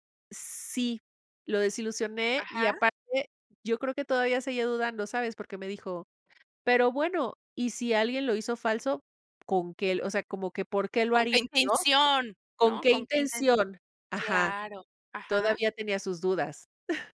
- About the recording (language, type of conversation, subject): Spanish, podcast, ¿Qué haces cuando ves información falsa en internet?
- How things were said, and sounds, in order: chuckle